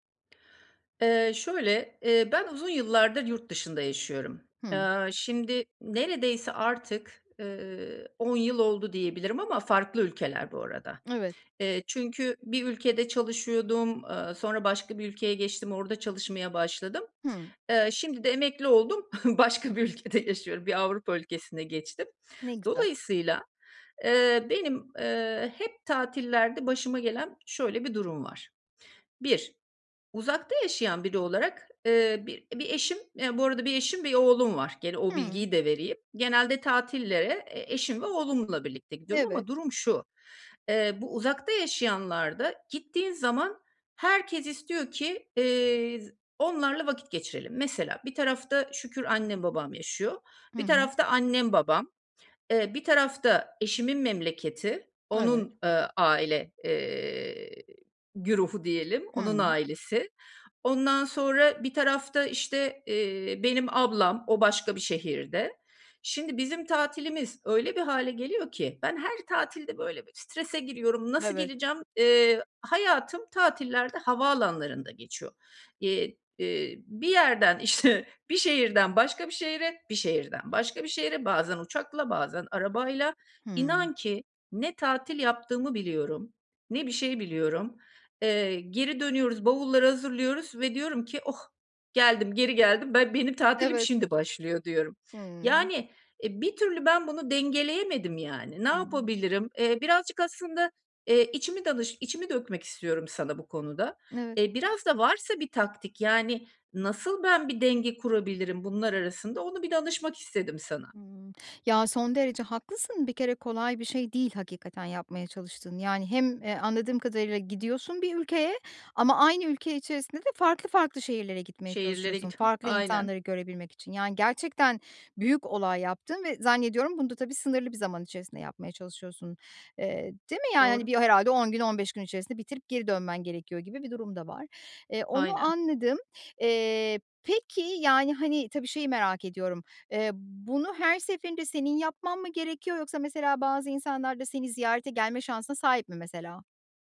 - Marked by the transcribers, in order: laughing while speaking: "başka bir ülkede yaşıyorum"; laughing while speaking: "işte"
- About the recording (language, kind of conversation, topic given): Turkish, advice, Tatillerde farklı beklentiler yüzünden yaşanan çatışmaları nasıl çözebiliriz?